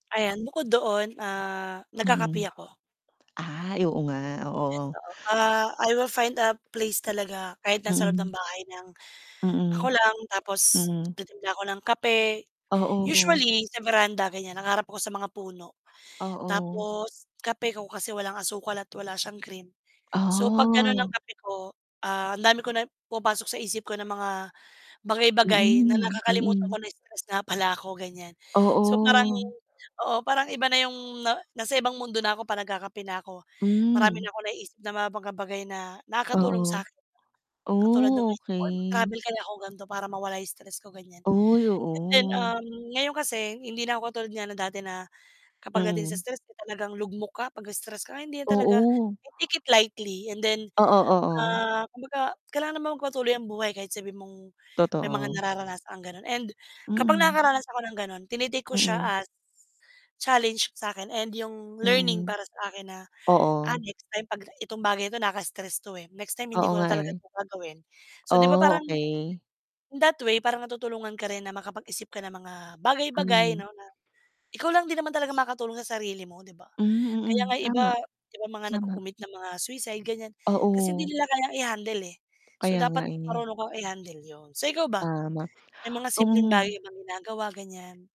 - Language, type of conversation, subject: Filipino, unstructured, Paano mo pinapangasiwaan ang stress sa pang-araw-araw na buhay?
- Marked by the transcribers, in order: static; in English: "I will find a place"; tapping; mechanical hum; other background noise; distorted speech; unintelligible speech; in English: "I take it lightly"